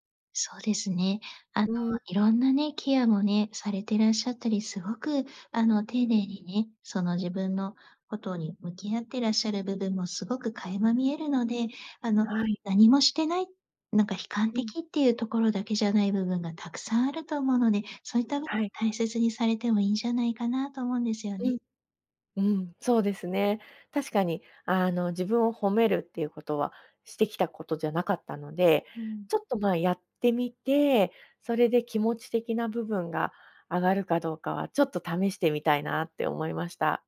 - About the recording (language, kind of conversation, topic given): Japanese, advice, 体型や見た目について自分を低く評価してしまうのはなぜですか？
- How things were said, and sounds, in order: other background noise; unintelligible speech